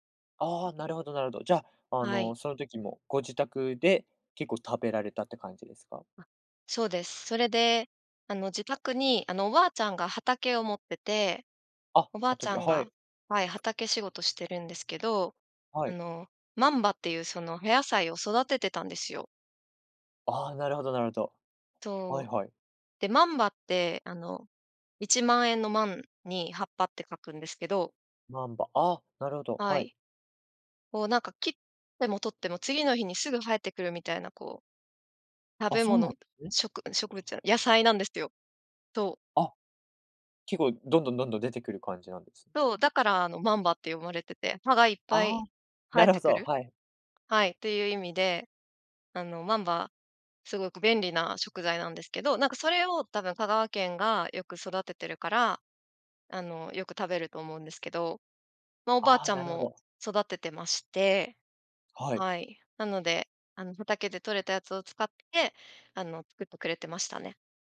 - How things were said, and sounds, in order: other background noise
- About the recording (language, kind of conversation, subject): Japanese, podcast, おばあちゃんのレシピにはどんな思い出がありますか？